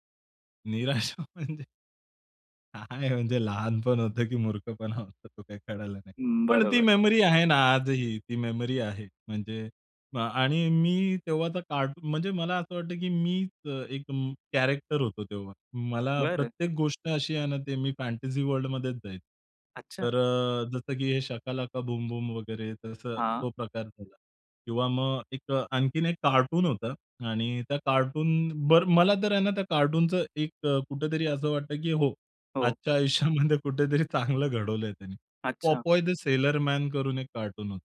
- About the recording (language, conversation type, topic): Marathi, podcast, लहानपणी तुमचा आवडता दूरदर्शनवरील कार्यक्रम कोणता होता?
- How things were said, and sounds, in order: laughing while speaking: "निराशा म्हणजे"; laughing while speaking: "काय म्हणजे लहानपण होतं की मूर्खपणा होता तो काही कळला नाही"; in English: "फॅन्टसी वर्ल्डमध्येच"; other background noise; laughing while speaking: "आयुष्यामध्ये कुठेतरी चांगलं घडवलंय त्यांनी"